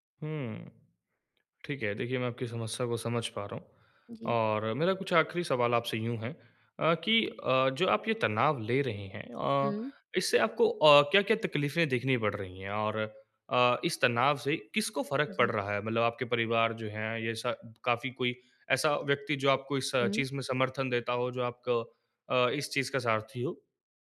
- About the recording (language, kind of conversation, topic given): Hindi, advice, छुट्टियों में परिवार और दोस्तों के साथ जश्न मनाते समय मुझे तनाव क्यों महसूस होता है?
- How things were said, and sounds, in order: none